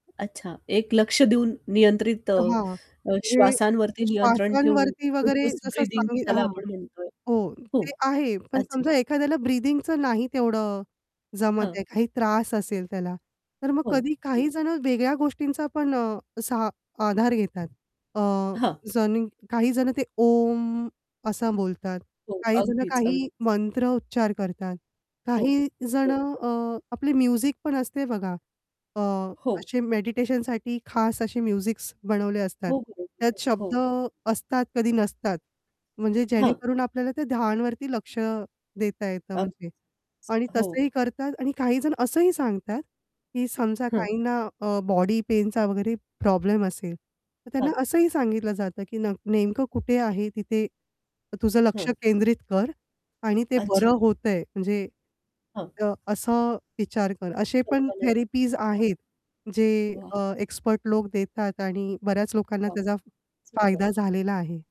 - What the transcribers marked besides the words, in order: static; distorted speech; in English: "ब्रीथिंग"; in English: "ब्रीथिंगचं"; other background noise; in English: "म्युझिक"; in English: "म्युझिक्स"; unintelligible speech; in English: "थेरपीज"
- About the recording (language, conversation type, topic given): Marathi, podcast, फक्त पाच मिनिटांत ध्यान कसे कराल?